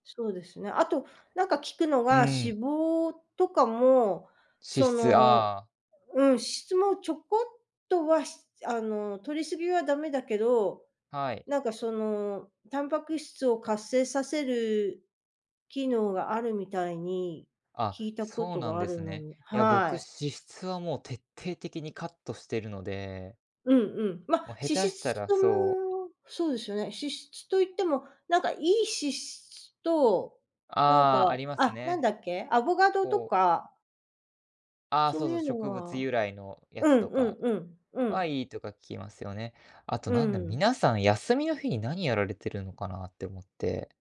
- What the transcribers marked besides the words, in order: other noise
- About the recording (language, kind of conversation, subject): Japanese, advice, 運動やトレーニングの後、疲労がなかなか回復しないのはなぜですか？
- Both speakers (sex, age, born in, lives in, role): female, 55-59, Japan, United States, advisor; male, 20-24, Japan, Japan, user